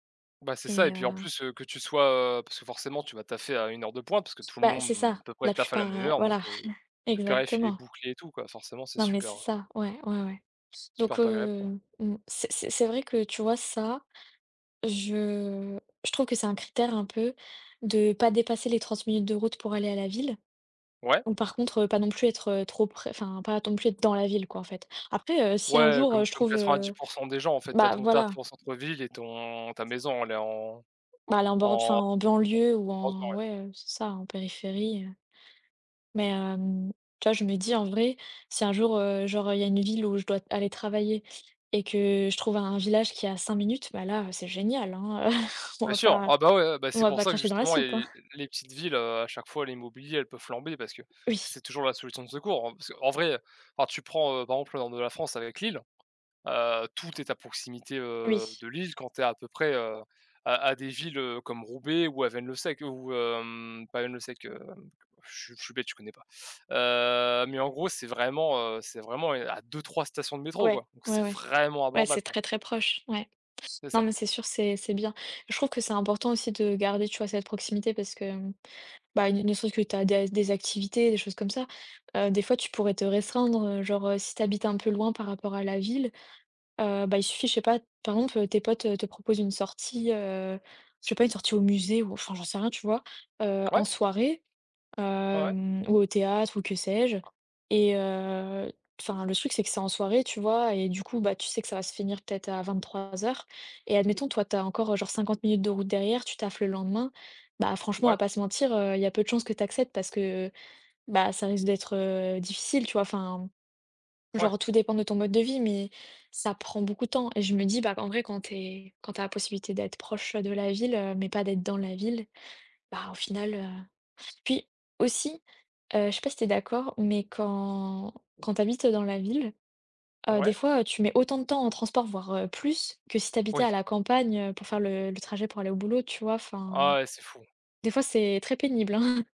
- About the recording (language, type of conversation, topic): French, unstructured, Préféreriez-vous vivre dans une grande ville ou à la campagne pour le reste de votre vie ?
- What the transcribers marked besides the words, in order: other background noise; chuckle; drawn out: "je"; stressed: "dans"; other noise; chuckle; stressed: "vraiment"